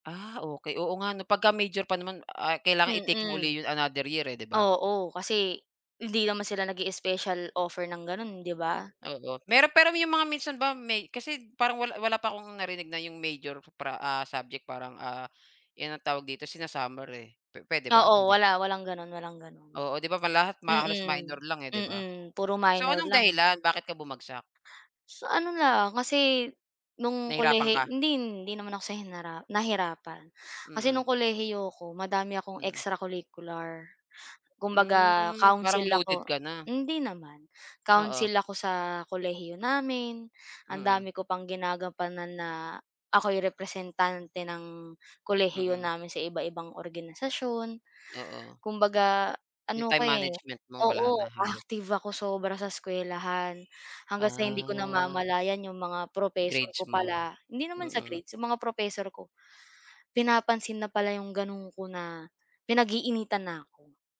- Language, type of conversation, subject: Filipino, unstructured, Ano ang pinakamalaking hamon na naranasan mo, at paano mo ito nalampasan?
- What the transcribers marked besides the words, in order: tapping; other background noise; drawn out: "Mm"; horn; drawn out: "Ah"